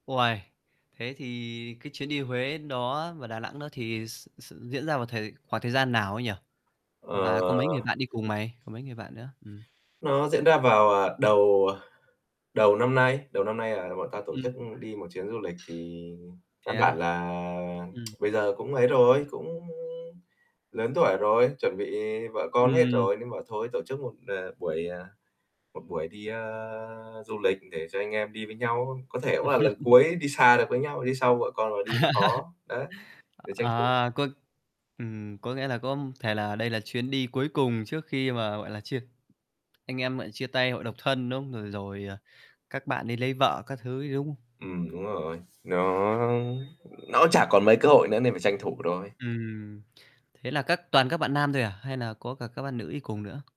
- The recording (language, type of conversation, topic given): Vietnamese, podcast, Kỷ niệm du lịch đáng nhớ nhất của bạn là gì?
- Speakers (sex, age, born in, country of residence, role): male, 25-29, Vietnam, Vietnam, guest; male, 25-29, Vietnam, Vietnam, host
- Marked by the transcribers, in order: static; tapping; tsk; chuckle; laugh; alarm; background speech